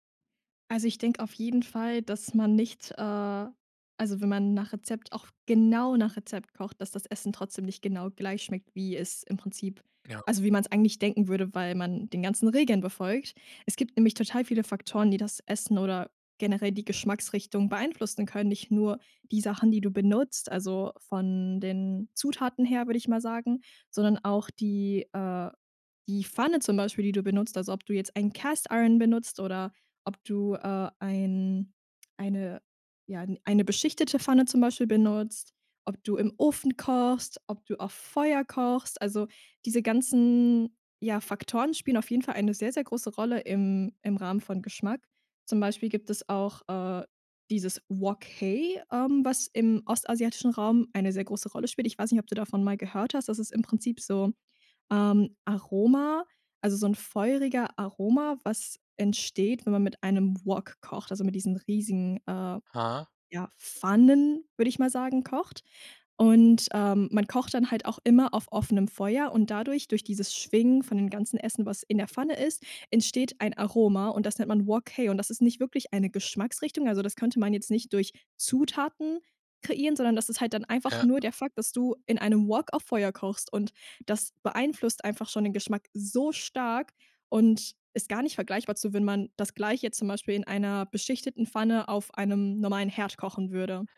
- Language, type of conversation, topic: German, podcast, Gibt es ein verlorenes Rezept, das du gerne wiederhättest?
- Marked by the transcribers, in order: stressed: "genau"; in English: "Cast-Iron"; in Chinese: "Wok hei"; in Chinese: "Wok hei"; stressed: "so stark"